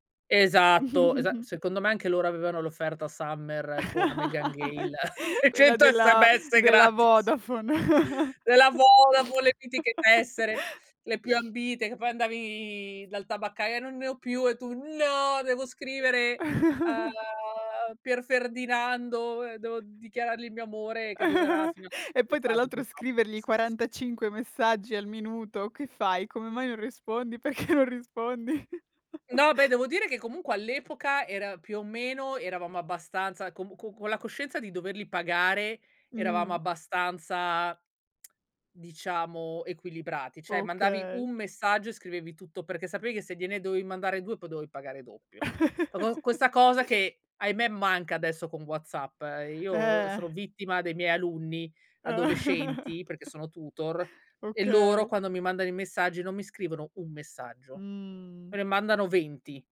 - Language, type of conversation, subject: Italian, podcast, Come affronti i paragoni sui social?
- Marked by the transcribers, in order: chuckle; other background noise; laugh; chuckle; laughing while speaking: "e cento SMS gratis"; laugh; drawn out: "andavi"; put-on voice: "No, devo scrivere a Pierferdinando … d'estate poi ciao"; chuckle; drawn out: "a"; giggle; laughing while speaking: "Perché"; chuckle; tsk; "Cioè" said as "ceh"; laugh; chuckle; drawn out: "Mh"